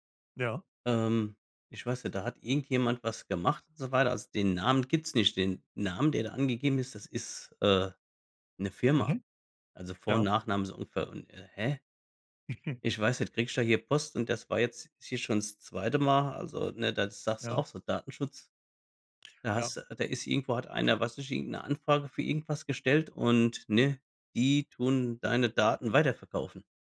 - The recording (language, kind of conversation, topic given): German, unstructured, Wie wichtig ist dir Datenschutz im Internet?
- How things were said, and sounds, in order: chuckle